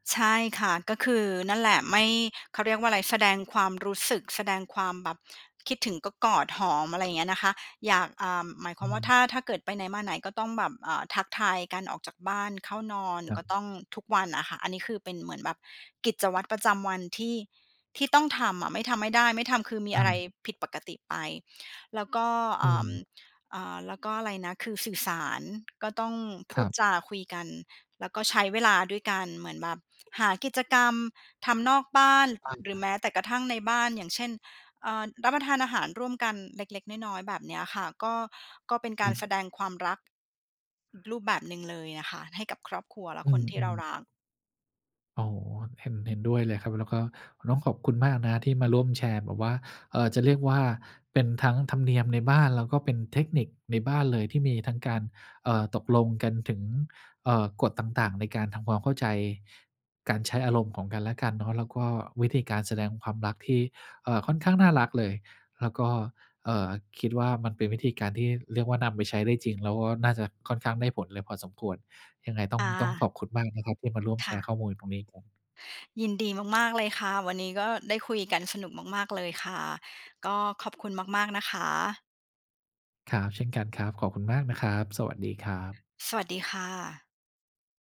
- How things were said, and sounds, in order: other background noise
- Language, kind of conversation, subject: Thai, podcast, คุณกับคนในบ้านมักแสดงความรักกันแบบไหน?